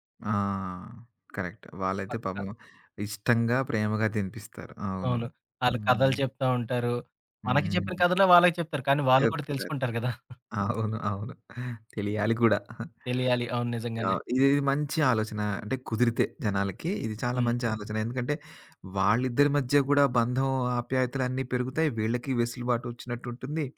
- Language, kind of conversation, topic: Telugu, podcast, పార్కులో పిల్లలతో ఆడేందుకు సరిపోయే మైండ్‌ఫుల్ ఆటలు ఏవి?
- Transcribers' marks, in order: drawn out: "ఆ!"; in English: "కరెక్ట్"; other background noise; laughing while speaking: "అవును. అవును. తెలియాలి కూడా"; chuckle